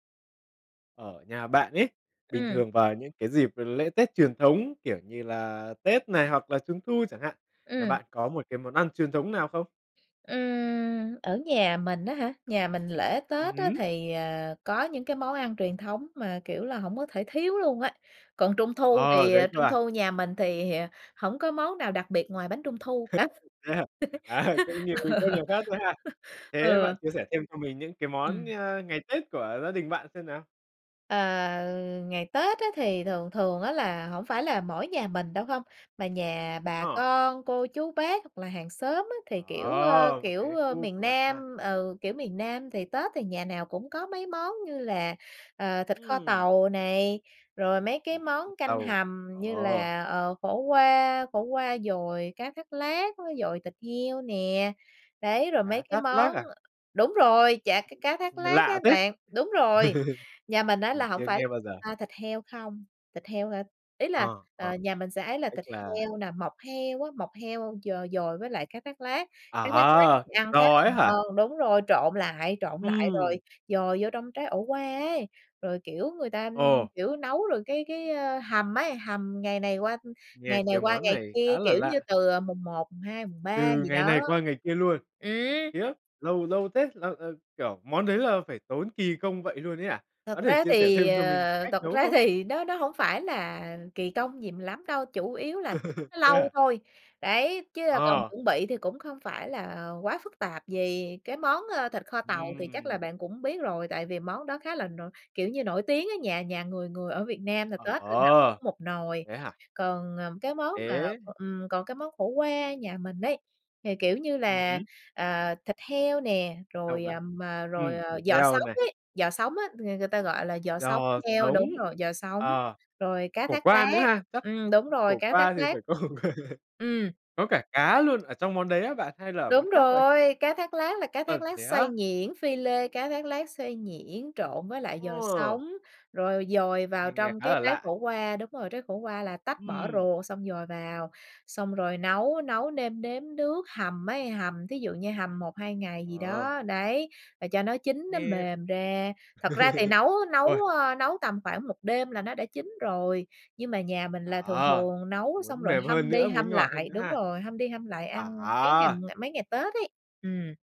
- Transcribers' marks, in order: tapping; other background noise; laugh; laughing while speaking: "Thế hả? À"; laugh; laughing while speaking: "ờ"; laugh; laugh; laughing while speaking: "ra thì"; laugh; unintelligible speech; laugh
- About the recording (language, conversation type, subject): Vietnamese, podcast, Những món ăn truyền thống nào không thể thiếu ở nhà bạn?